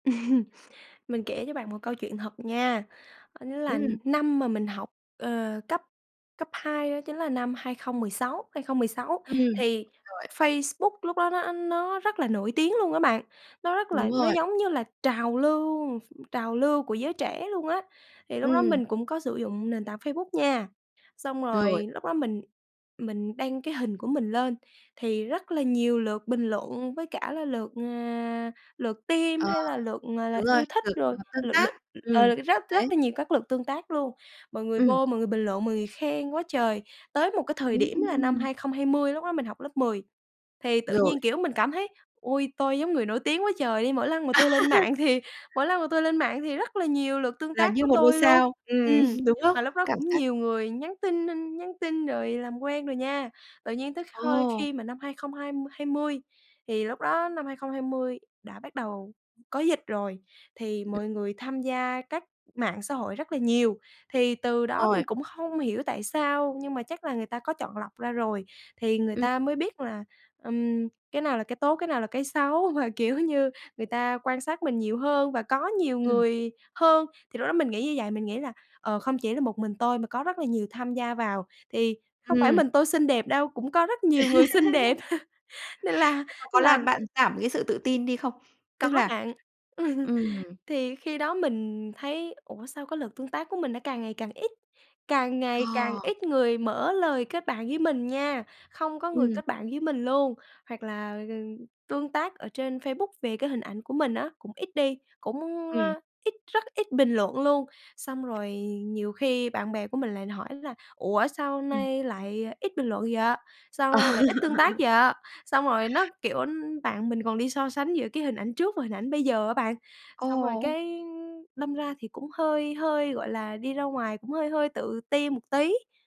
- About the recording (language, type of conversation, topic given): Vietnamese, podcast, Bạn nghĩ mạng xã hội ảnh hưởng đến sự tự tin như thế nào?
- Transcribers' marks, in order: laugh; tapping; laugh; laughing while speaking: "ừm"; laughing while speaking: "Mà, kiểu như"; laugh; laughing while speaking: "xinh đẹp. Nên là"; laugh; other background noise; laugh